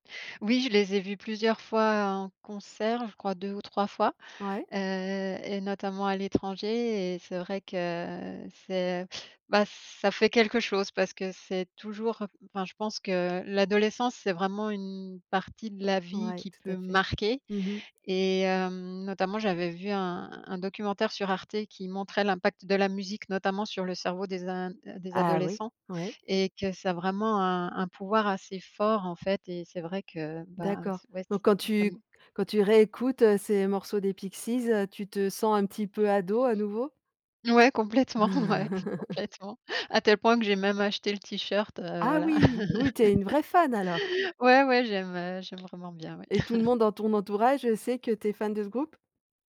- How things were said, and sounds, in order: tapping; stressed: "marquer"; laughing while speaking: "complètement ouais, complètement"; laugh; laugh; chuckle
- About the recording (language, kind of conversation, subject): French, podcast, Quelle chanson représente une période clé de ta vie?